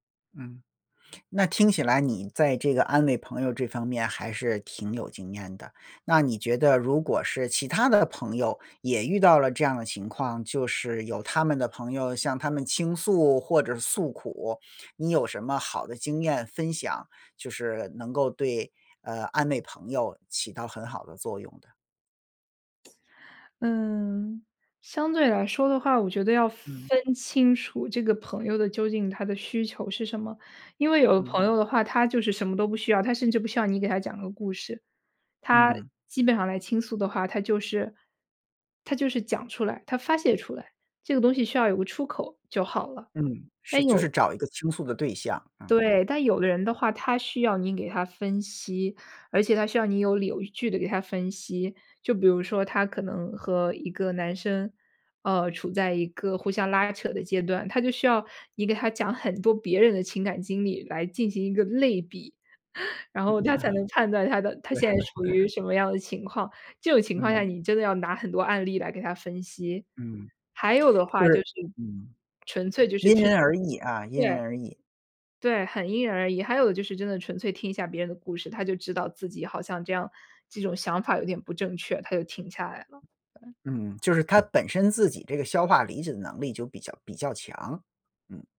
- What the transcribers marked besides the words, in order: chuckle; laugh; other background noise
- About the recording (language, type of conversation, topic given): Chinese, podcast, 当对方情绪低落时，你会通过讲故事来安慰对方吗？